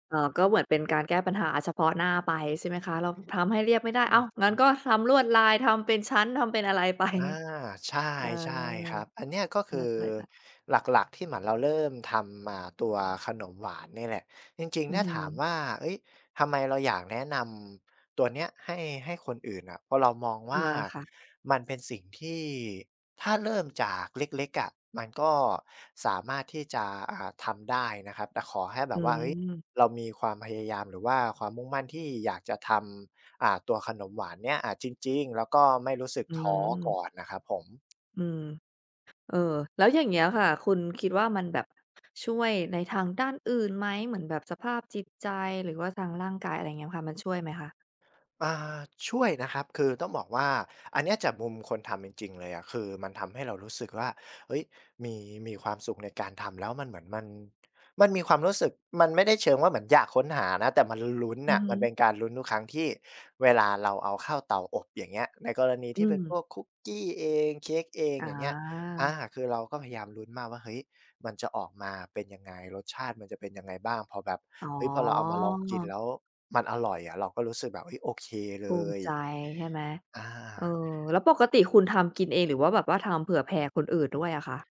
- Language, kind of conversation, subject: Thai, podcast, งานอดิเรกอะไรที่คุณอยากแนะนำให้คนอื่นลองทำดู?
- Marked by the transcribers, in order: laughing while speaking: "ไป"